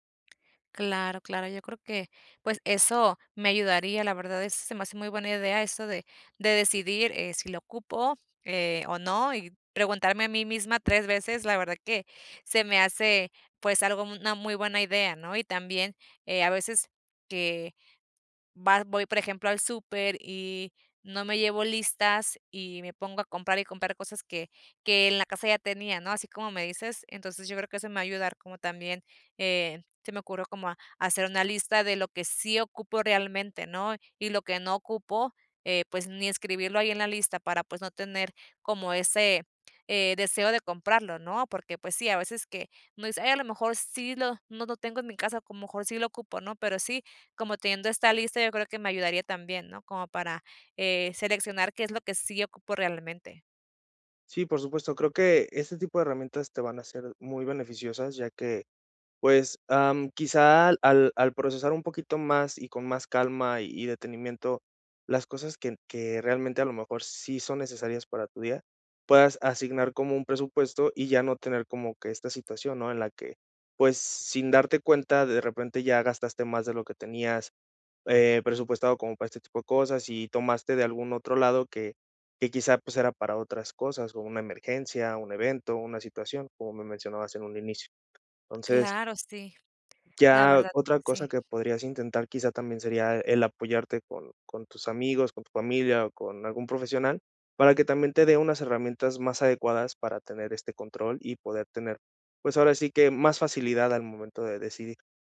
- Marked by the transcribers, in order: tapping
- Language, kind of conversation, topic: Spanish, advice, ¿Cómo ha afectado tu presupuesto la compra impulsiva constante y qué culpa te genera?